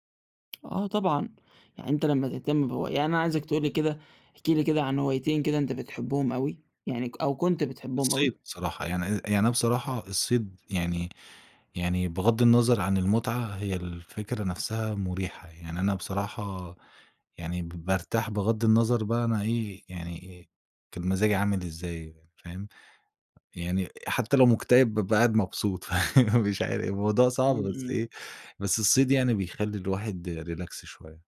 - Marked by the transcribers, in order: laughing while speaking: "فمش عارف. الموضوع صعب، بس إيه"; in English: "relax"
- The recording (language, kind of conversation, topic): Arabic, advice, إزاي بتتعامل مع فقدان اهتمامك بهواياتك وإحساسك إن مفيش معنى؟